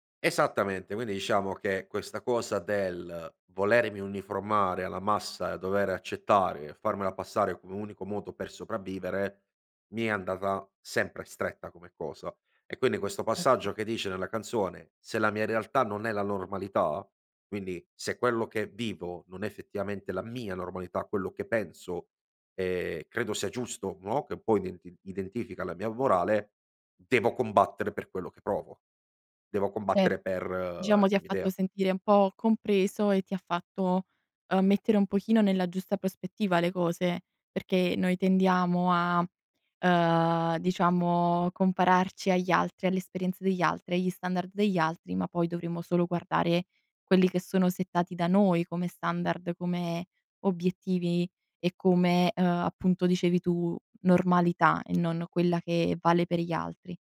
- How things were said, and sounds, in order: stressed: "mia"; tapping
- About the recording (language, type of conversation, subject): Italian, podcast, C’è una canzone che ti ha accompagnato in un grande cambiamento?